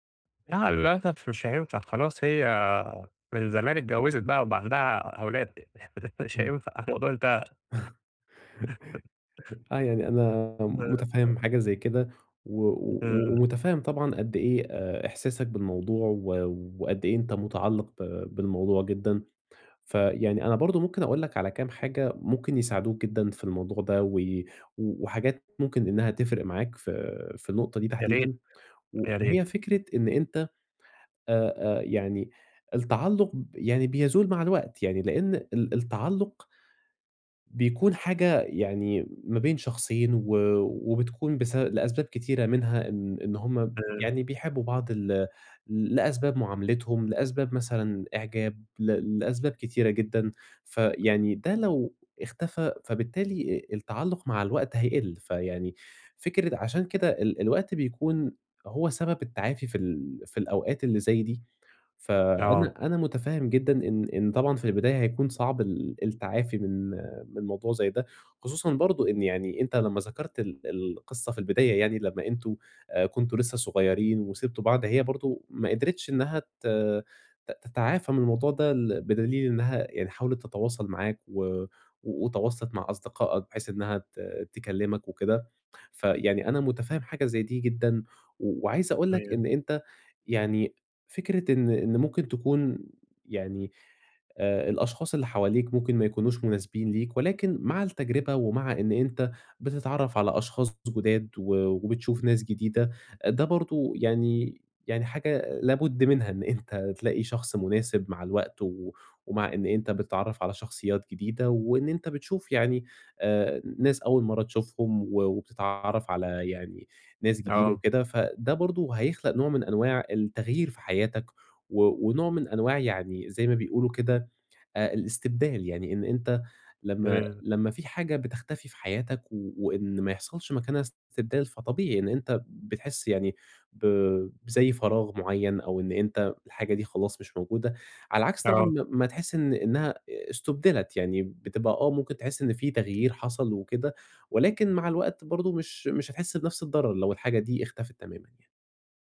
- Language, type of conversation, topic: Arabic, advice, إزاي أوازن بين ذكرياتي والعلاقات الجديدة من غير ما أحس بالذنب؟
- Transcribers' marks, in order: unintelligible speech; laugh; laughing while speaking: "مش هينفع"; laugh; unintelligible speech; unintelligible speech; unintelligible speech